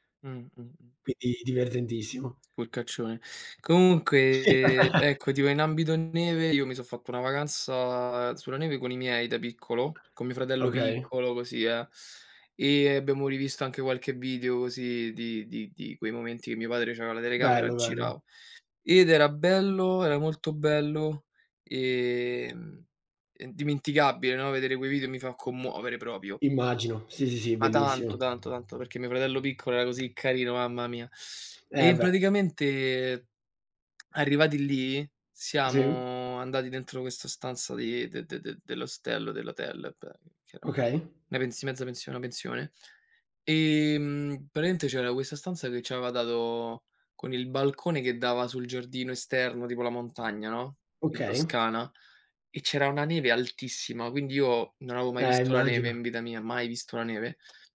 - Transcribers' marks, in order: laugh; other background noise; "proprio" said as "propio"; lip smack
- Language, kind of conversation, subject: Italian, unstructured, Qual è il ricordo più divertente che hai di un viaggio?